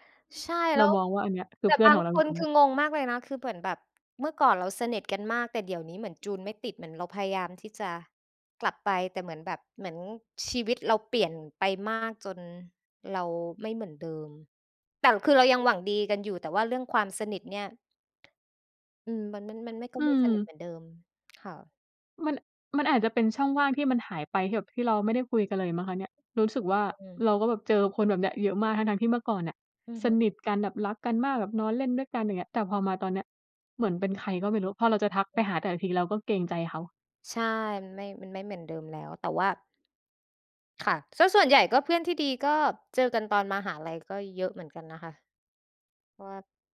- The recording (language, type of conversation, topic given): Thai, unstructured, เพื่อนที่ดีที่สุดของคุณเป็นคนแบบไหน?
- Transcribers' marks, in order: other background noise; "แบบ" said as "เหยิบ"